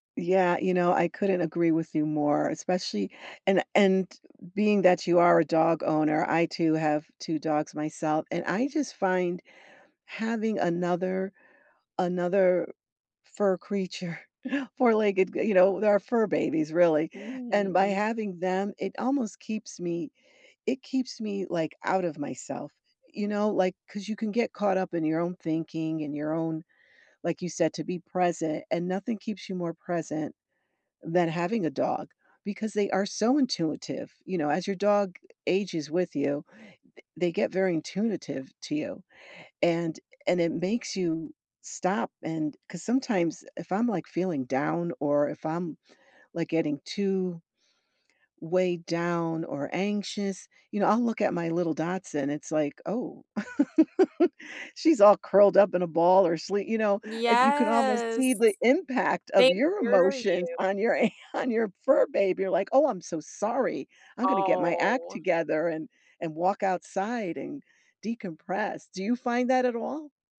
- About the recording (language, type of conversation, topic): English, unstructured, What’s the story behind your favorite weekend ritual, and what makes it meaningful to you today?
- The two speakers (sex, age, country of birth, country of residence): female, 35-39, United States, United States; female, 55-59, United States, United States
- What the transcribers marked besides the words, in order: laughing while speaking: "creature"; drawn out: "Mm"; "intuitive" said as "intunitive"; other background noise; chuckle; drawn out: "Yes"; laughing while speaking: "an"; drawn out: "Oh"